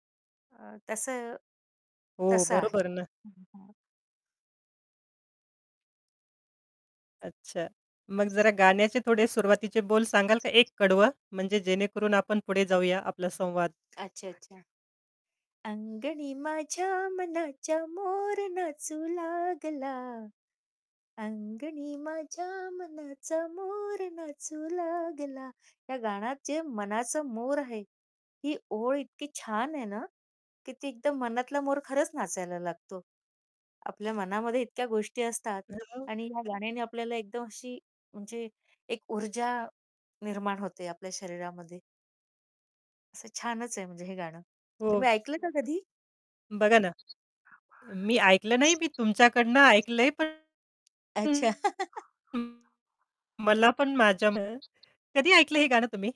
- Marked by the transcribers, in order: static; other background noise; tapping; background speech; singing: "अंगणी माझ्या मनाच्या मोर नाचू लागला, अंगणी माझ्या मनाचा मोर नाचू लागला"; distorted speech; unintelligible speech; chuckle
- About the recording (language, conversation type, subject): Marathi, podcast, तुला एखादं गाणं ऐकताना एखादी खास आठवण परत आठवते का?